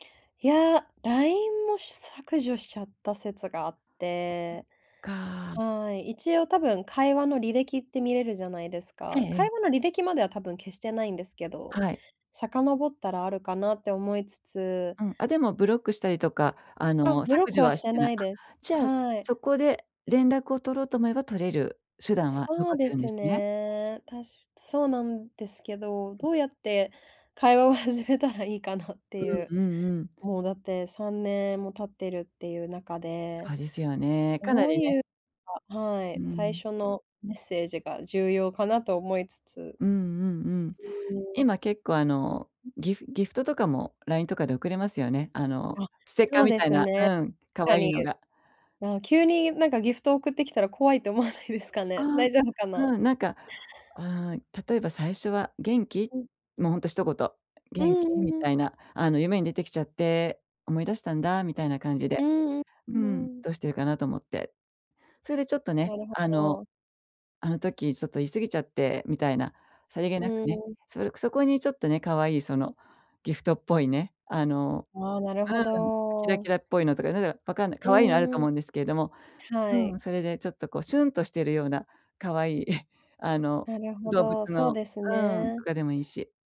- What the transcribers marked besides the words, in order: laughing while speaking: "会話を始めたらいいかな"; unintelligible speech; laughing while speaking: "思わないですかね"; chuckle
- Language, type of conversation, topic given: Japanese, advice, 疎遠になった友人ともう一度仲良くなるにはどうすればよいですか？
- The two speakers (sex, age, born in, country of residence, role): female, 30-34, Japan, Japan, user; female, 55-59, Japan, Japan, advisor